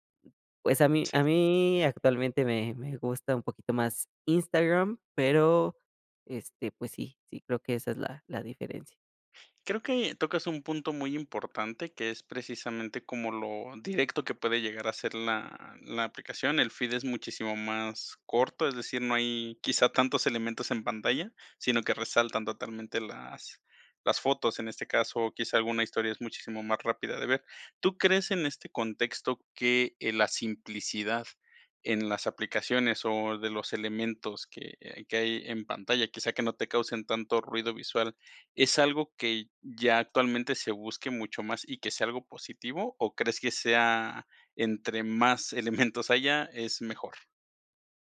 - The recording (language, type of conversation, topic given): Spanish, podcast, ¿Qué te frena al usar nuevas herramientas digitales?
- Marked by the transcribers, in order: none